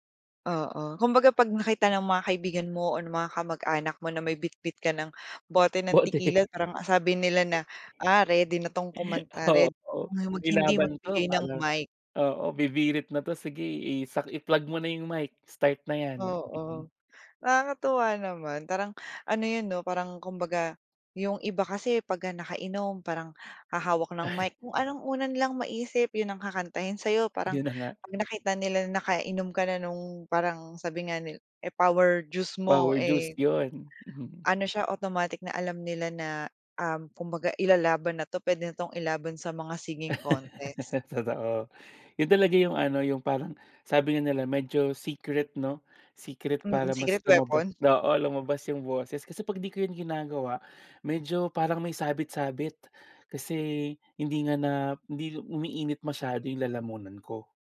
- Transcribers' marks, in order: tapping; laughing while speaking: "Bote"; chuckle; other background noise; chuckle; laughing while speaking: "Ay"; laugh
- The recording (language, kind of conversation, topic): Filipino, podcast, Anong kanta ang lagi mong kinakanta sa karaoke?
- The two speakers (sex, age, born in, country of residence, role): female, 25-29, Philippines, Philippines, host; male, 30-34, Philippines, Philippines, guest